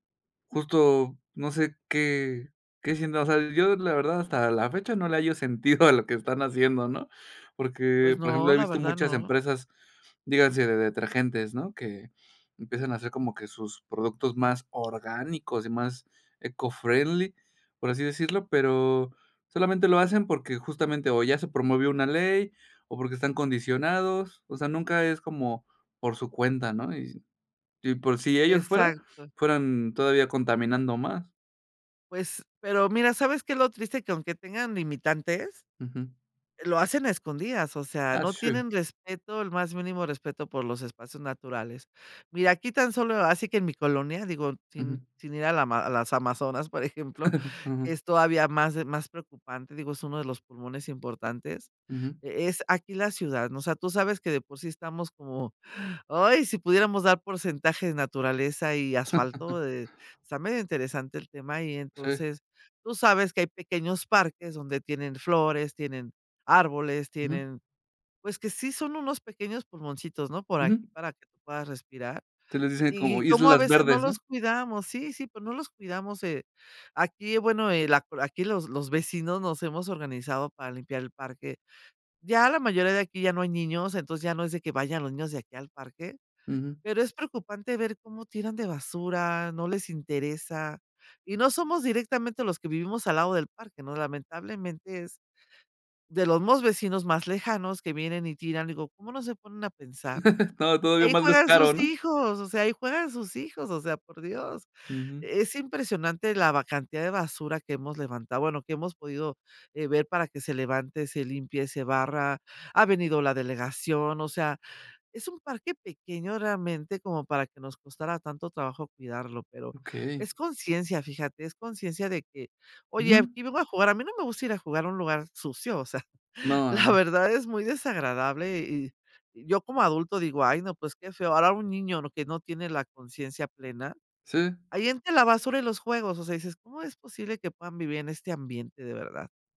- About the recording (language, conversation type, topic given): Spanish, podcast, ¿Qué significa para ti respetar un espacio natural?
- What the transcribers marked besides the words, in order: chuckle; chuckle; chuckle; other background noise; chuckle; chuckle